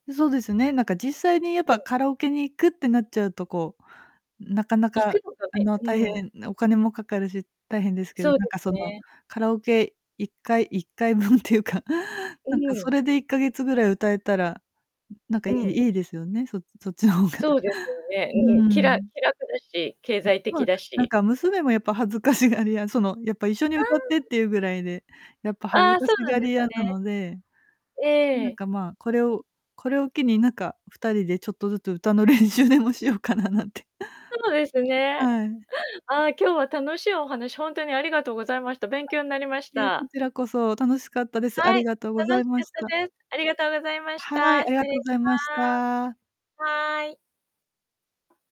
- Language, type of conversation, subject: Japanese, podcast, 普段、どんな方法でストレスを解消していますか？
- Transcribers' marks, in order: distorted speech; laughing while speaking: "分っていうか"; laughing while speaking: "そっちの方が"; laughing while speaking: "恥ずかしがりや"; laughing while speaking: "練習でもしようかななんて"